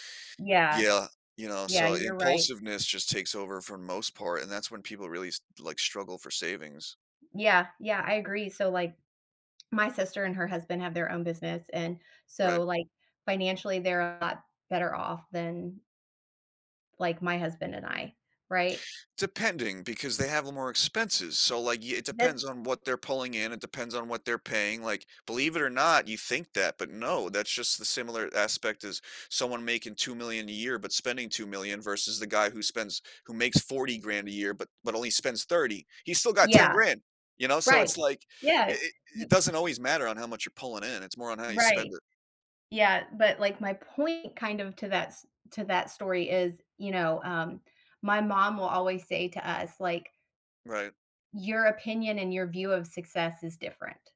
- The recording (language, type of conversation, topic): English, unstructured, What is an easy first step to building better saving habits?
- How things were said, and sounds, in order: other background noise